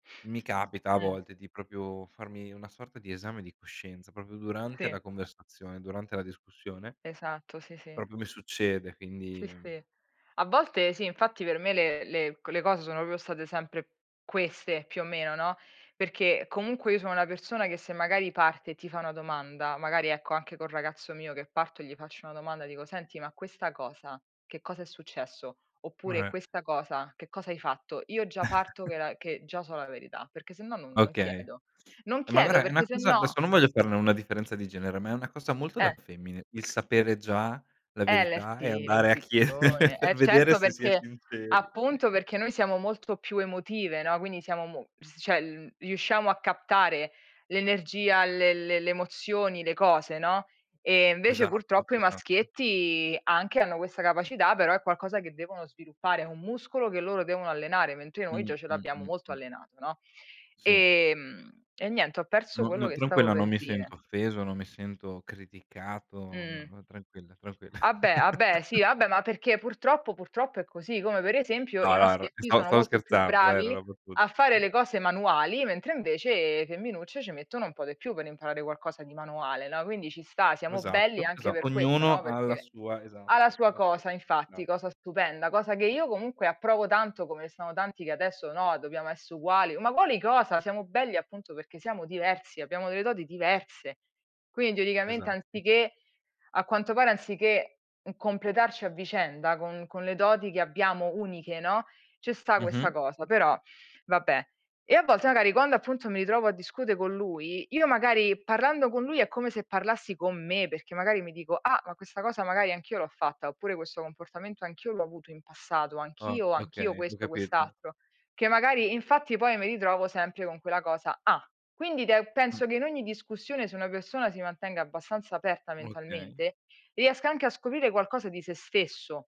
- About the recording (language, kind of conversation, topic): Italian, unstructured, Quale sorpresa hai scoperto durante una discussione?
- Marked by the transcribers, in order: "proprio" said as "propio"; tapping; "proprio" said as "propio"; "proprio" said as "propio"; chuckle; other background noise; laughing while speaking: "chiedere"; "cioè" said as "ceh"; chuckle; unintelligible speech; unintelligible speech